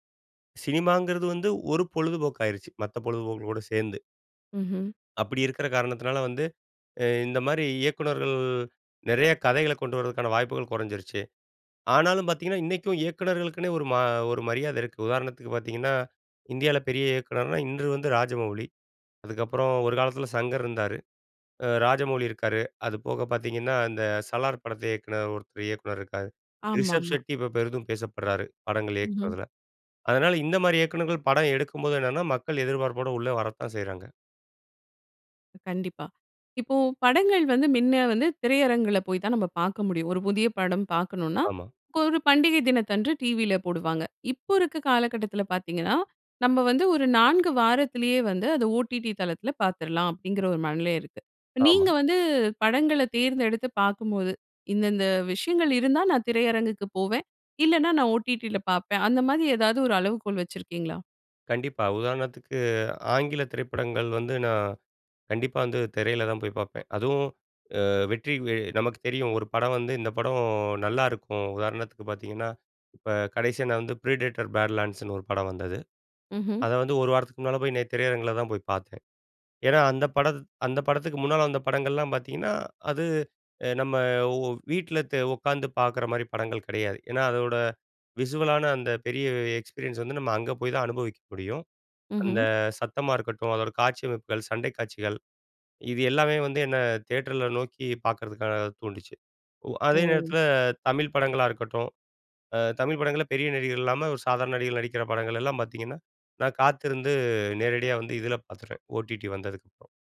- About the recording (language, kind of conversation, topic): Tamil, podcast, ஓர் படத்தைப் பார்க்கும்போது உங்களை முதலில் ஈர்க்கும் முக்கிய காரணம் என்ன?
- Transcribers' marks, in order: drawn out: "இயக்குனர்கள்"; trusting: "ஆமாமா"; other noise; "முன்ன" said as "மின்ன"; "ஒரு" said as "கொரு"; anticipating: "அந்த மாதிரி ஏதாவது, ஒரு அளவுகோல் வச்சுருக்கீங்களா?"; drawn out: "படம்"; other background noise; "பாத்துருவேன்" said as "பாத்துறேன்"